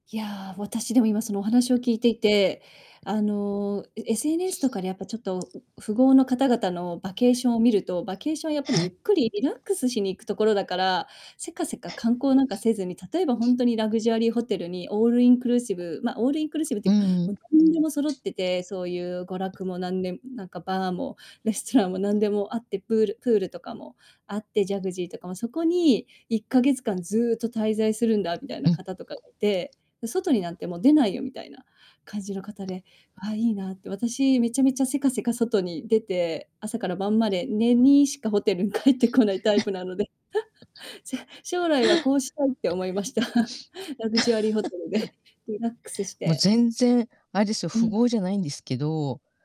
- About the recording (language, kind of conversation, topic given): Japanese, unstructured, 家族と旅行に行くなら、どこに行きたいですか？
- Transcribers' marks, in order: unintelligible speech; sniff; tapping; unintelligible speech; laughing while speaking: "帰ってこない"; chuckle; chuckle